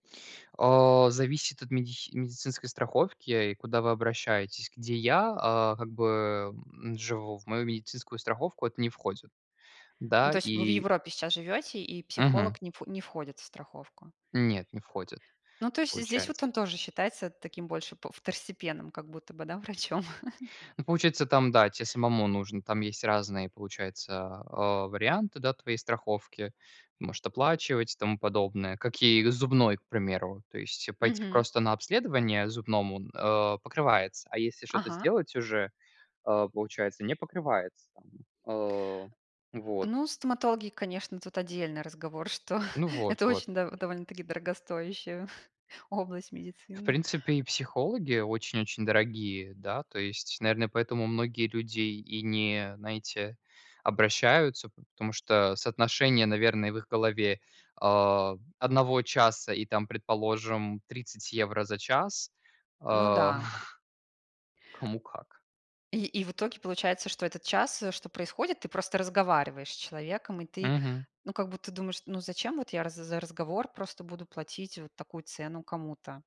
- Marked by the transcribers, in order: chuckle; other background noise; laughing while speaking: "что"; chuckle; "знаете" said as "наите"; chuckle
- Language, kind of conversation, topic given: Russian, unstructured, Что вас больше всего раздражает в отношении общества к депрессии?